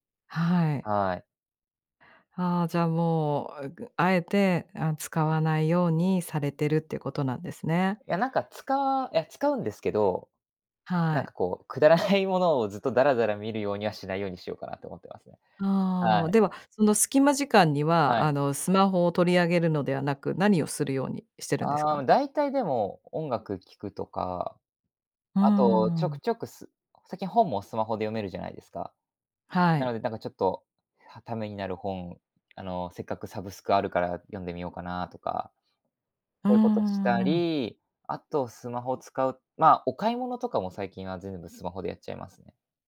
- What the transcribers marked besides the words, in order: laughing while speaking: "くだらないものを"
- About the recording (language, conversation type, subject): Japanese, podcast, 毎日のスマホの使い方で、特に気をつけていることは何ですか？